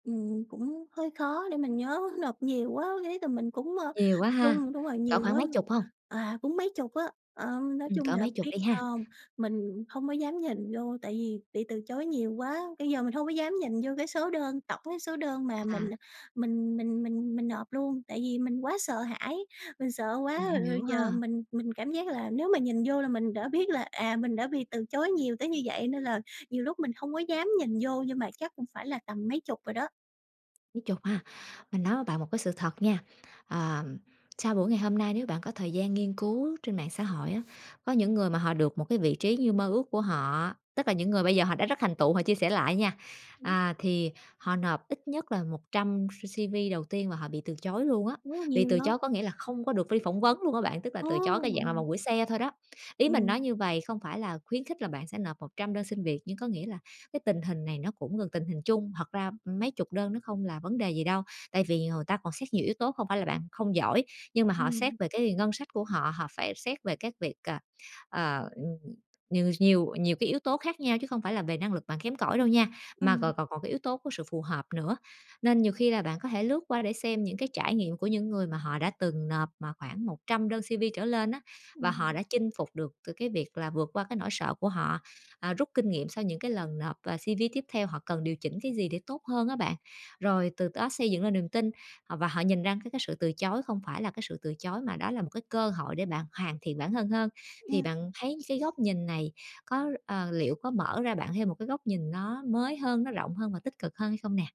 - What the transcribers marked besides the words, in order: chuckle; other background noise; tapping; in English: "C C-V"; in English: "C-V"; in English: "C-V"
- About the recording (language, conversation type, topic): Vietnamese, advice, Làm sao để vượt qua cảm giác bị từ chối?